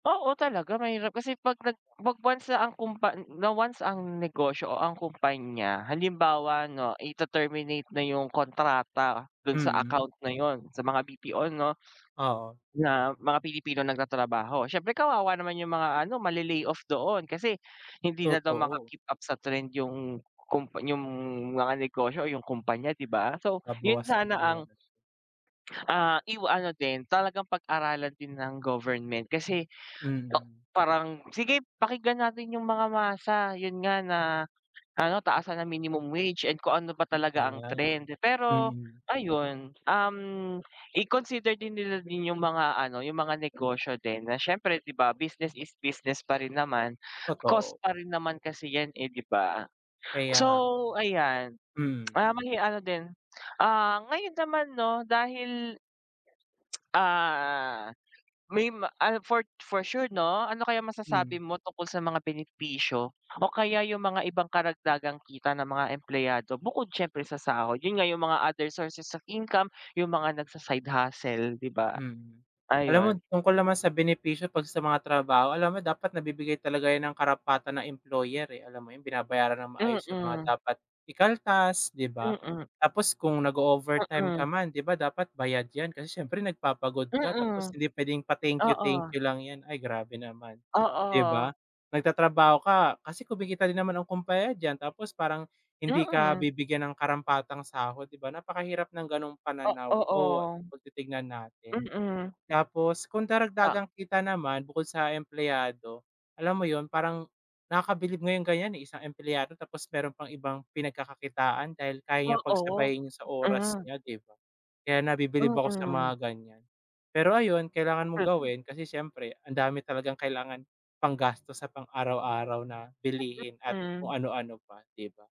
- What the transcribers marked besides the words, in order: other background noise; tongue click; tongue click
- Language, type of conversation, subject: Filipino, unstructured, Ano ang opinyon mo sa sistema ng sahod sa Pilipinas?